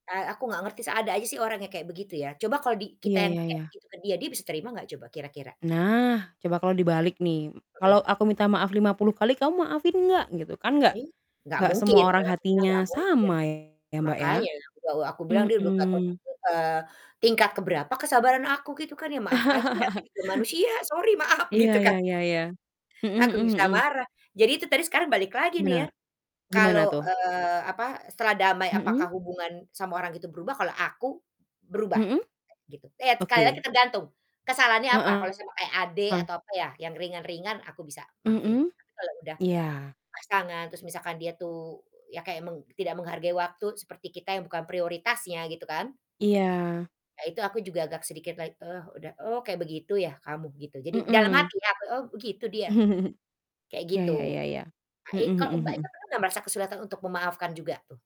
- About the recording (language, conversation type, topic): Indonesian, unstructured, Apa yang membuatmu merasa bahagia setelah berdamai dengan seseorang?
- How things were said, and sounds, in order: distorted speech; static; laugh; laughing while speaking: "sorry maaf, gitu kan"; in English: "sorry"; in English: "like"; laugh; unintelligible speech